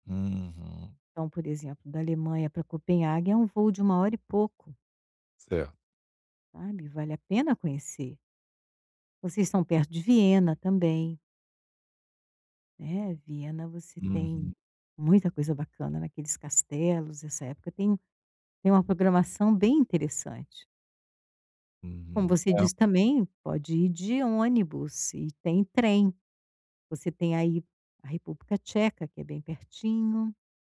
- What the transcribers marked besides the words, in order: none
- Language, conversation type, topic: Portuguese, advice, Como aproveitar bem as férias quando tenho pouco tempo?